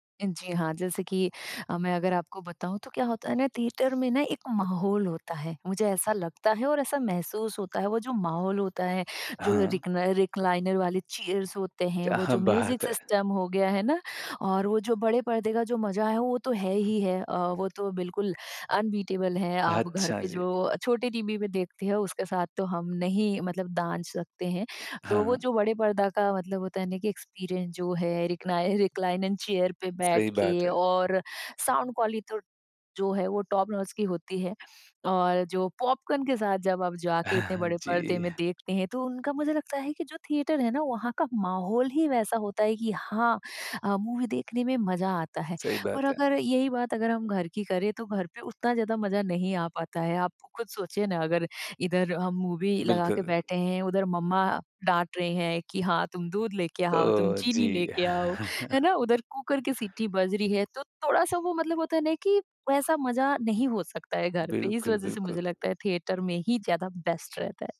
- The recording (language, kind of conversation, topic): Hindi, podcast, आप थिएटर में फिल्म देखना पसंद करेंगे या घर पर?
- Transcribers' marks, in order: tapping; in English: "थिएटर"; in English: "रिक्न रिक्लाइनर"; in English: "चेयर्स"; laughing while speaking: "क्या"; in English: "म्यूज़िक सिस्टम"; in English: "अनबीटेबल"; in English: "एक्सपीरियंस"; in English: "रिक्नाइ रिक्लाइनर चेयर"; in English: "साउंड"; in English: "टॉप नॉच"; chuckle; in English: "थिएटर"; in English: "मूवी"; in English: "मूवी"; in English: "मम्मा"; joyful: "तुम चीनी लेके आओ। है ना?"; chuckle; in English: "थिएटर"; in English: "बेस्ट"